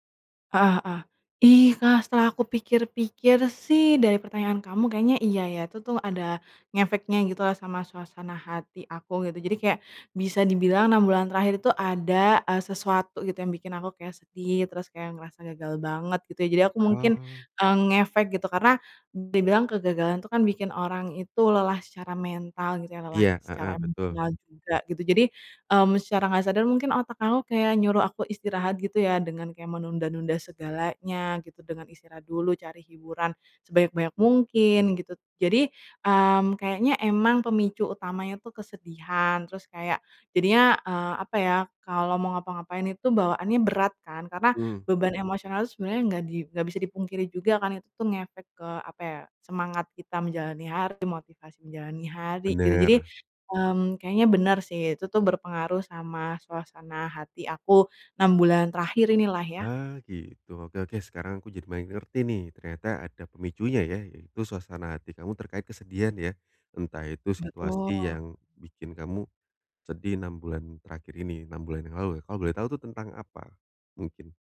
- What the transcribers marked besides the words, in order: "gitu" said as "gitut"; other background noise
- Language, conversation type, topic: Indonesian, advice, Bagaimana saya mulai mencari penyebab kebiasaan negatif yang sulit saya hentikan?